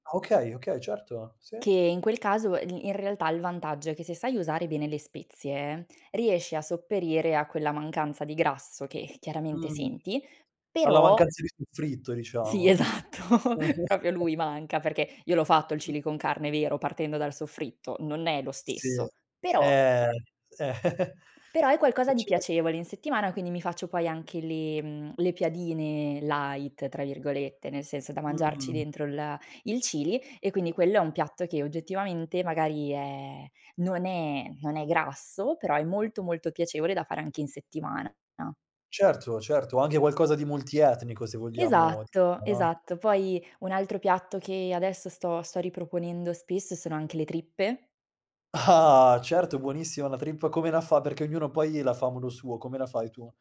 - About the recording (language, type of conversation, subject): Italian, podcast, Quale odore in cucina ti fa venire subito l’acquolina?
- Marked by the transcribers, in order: laughing while speaking: "esatto"; chuckle; "proprio" said as "propio"; chuckle; chuckle; other background noise; tapping; in English: "light"; unintelligible speech